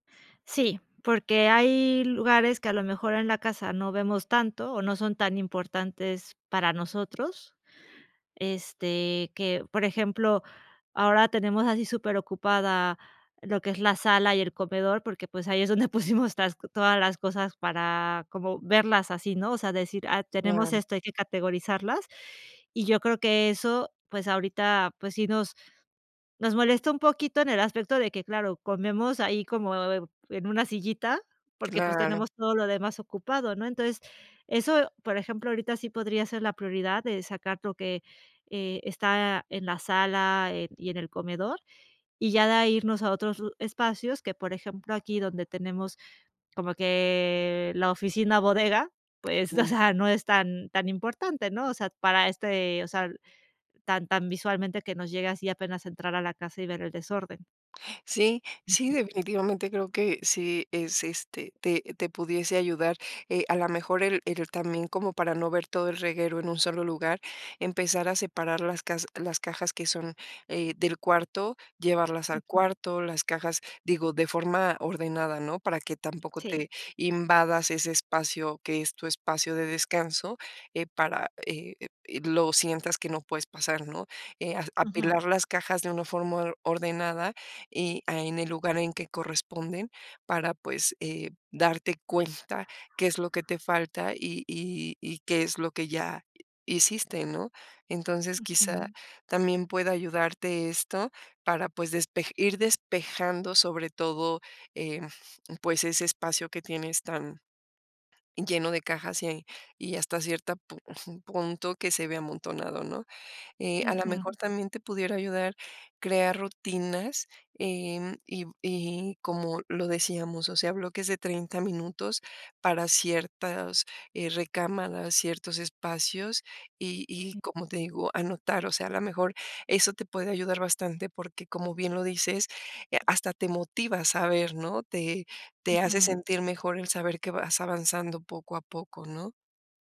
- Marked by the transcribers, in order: laughing while speaking: "pusimos"; laughing while speaking: "o sea"; other background noise; unintelligible speech
- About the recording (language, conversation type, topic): Spanish, advice, ¿Cómo puedo dejar de sentirme abrumado por tareas pendientes que nunca termino?